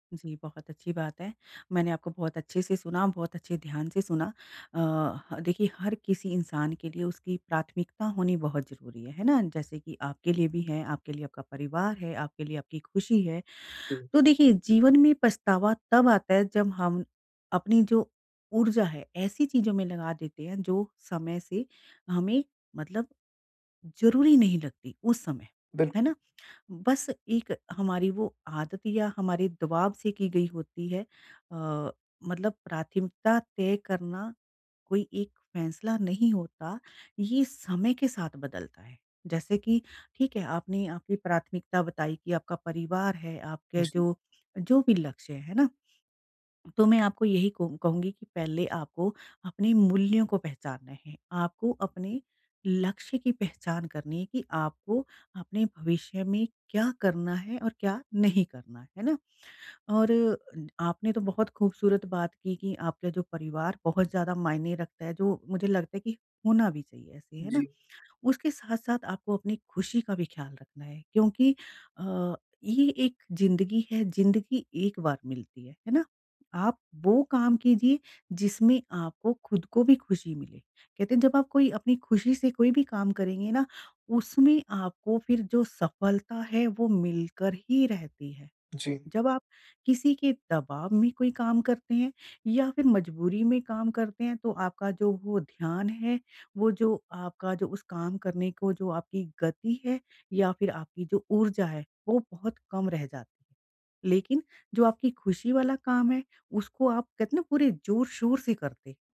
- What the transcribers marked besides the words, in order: none
- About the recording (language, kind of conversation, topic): Hindi, advice, मैं अपने जीवन की प्राथमिकताएँ और समय का प्रबंधन कैसे करूँ ताकि भविष्य में पछतावा कम हो?